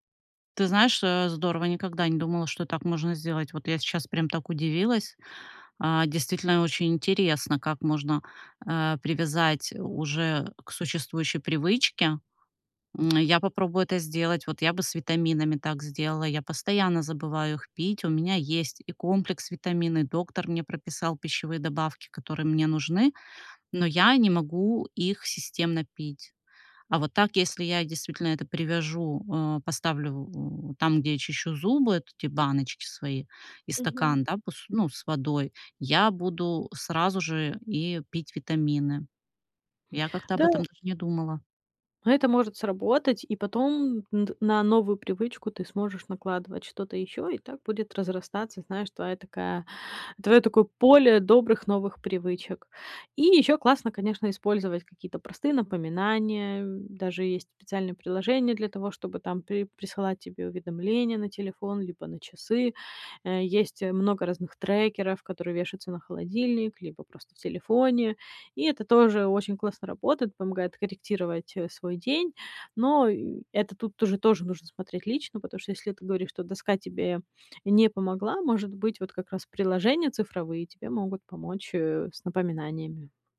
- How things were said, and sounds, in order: other background noise
- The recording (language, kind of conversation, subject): Russian, advice, Как мне не пытаться одновременно сформировать слишком много привычек?